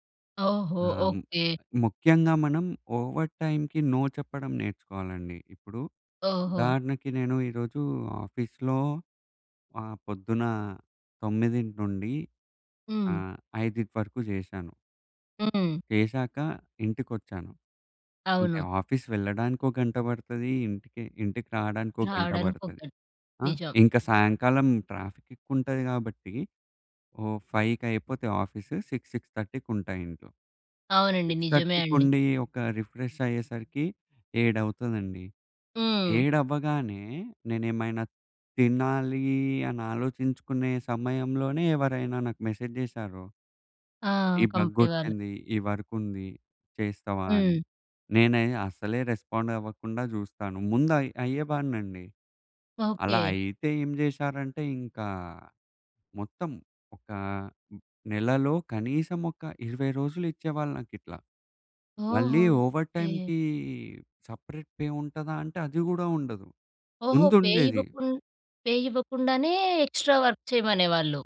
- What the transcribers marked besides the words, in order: in English: "ఓవర్ టైమ్‌కి నో"; in English: "ఆఫీస్‌లో"; in English: "ఆఫీస్"; other background noise; in English: "ట్రాఫిక్"; in English: "సిక్స్ సిక్స్ థర్టీకి"; in English: "సిక్స్ థర్టీకి"; in English: "రిఫ్రెష్"; in English: "మెసేజ్"; in English: "కంపెనీ"; in English: "వర్క్"; in English: "రెస్పాండ్"; other noise; in English: "ఓవర్ టైమ్‌కి సెపరేట్ పే"; in English: "పే"; in English: "పే"; in English: "ఎక్స్ట్రా వర్క్"
- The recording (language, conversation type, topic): Telugu, podcast, పని వల్ల కుటుంబానికి సమయం ఇవ్వడం ఎలా సమతుల్యం చేసుకుంటారు?